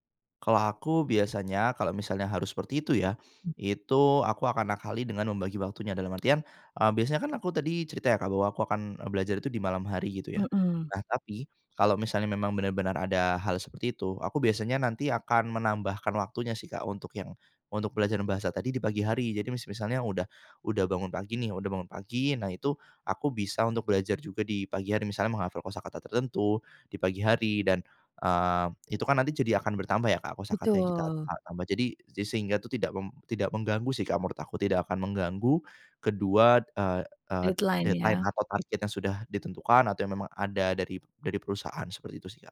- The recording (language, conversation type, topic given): Indonesian, podcast, Gimana cara kamu membagi waktu antara kerja dan belajar?
- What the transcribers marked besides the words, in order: in English: "deadline"; in English: "Deadline"